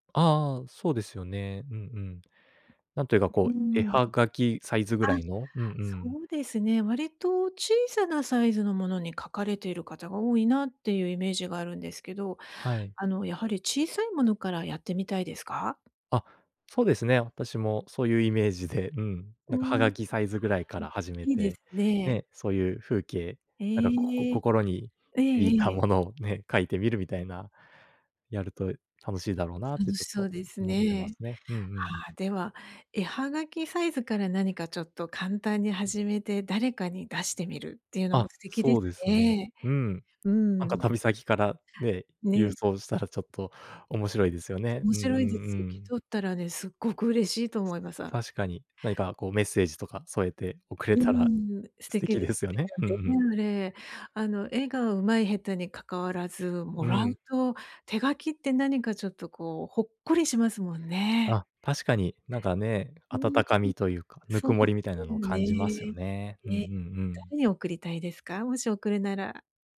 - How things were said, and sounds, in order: other background noise; unintelligible speech
- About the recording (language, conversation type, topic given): Japanese, advice, 新しいジャンルに挑戦したいのですが、何から始めればよいか迷っています。どうすればよいですか？